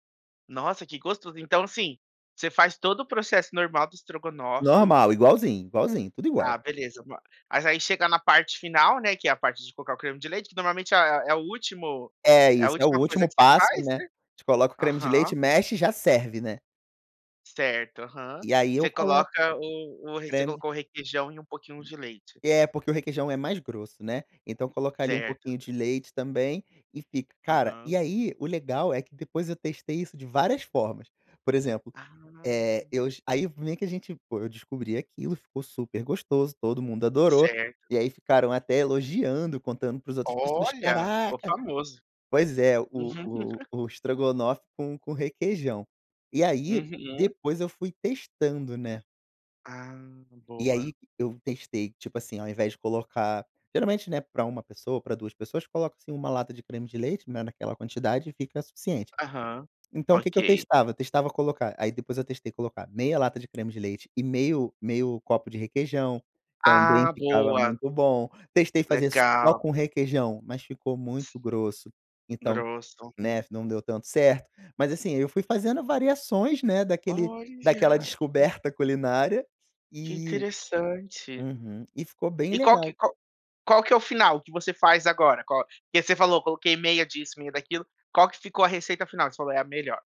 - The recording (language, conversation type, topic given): Portuguese, podcast, Qual erro culinário virou uma descoberta saborosa para você?
- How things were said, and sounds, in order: none